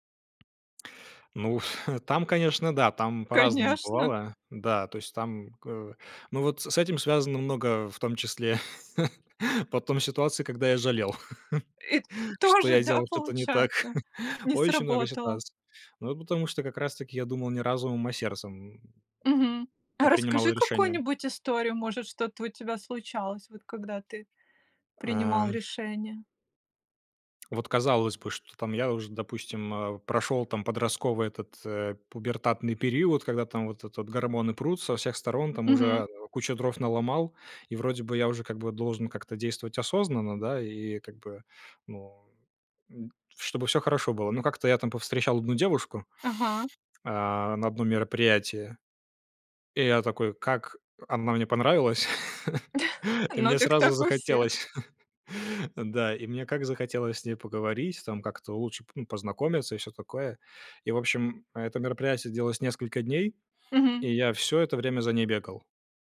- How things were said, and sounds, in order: tapping; blowing; joyful: "Конечно!"; chuckle; chuckle; chuckle; other background noise; laughing while speaking: "понравилась"; laughing while speaking: "захотелось"; laughing while speaking: "Ну"
- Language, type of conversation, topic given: Russian, podcast, Как принимать решения, чтобы потом не жалеть?